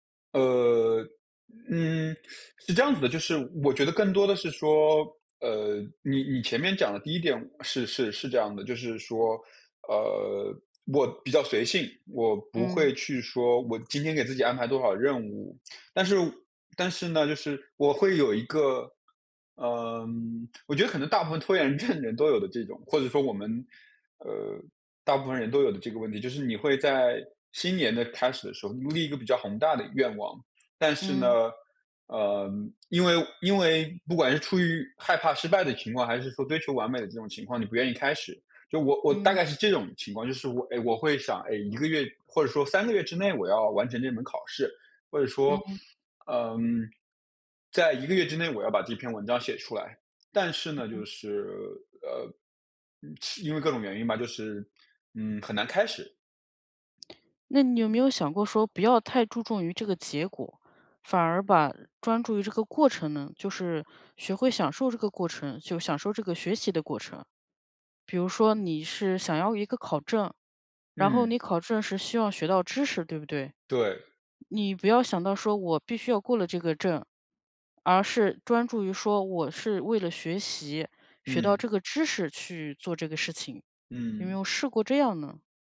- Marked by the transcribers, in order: teeth sucking; laughing while speaking: "症的"; lip smack
- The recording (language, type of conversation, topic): Chinese, advice, 我怎样放下完美主义，让作品开始顺畅推进而不再卡住？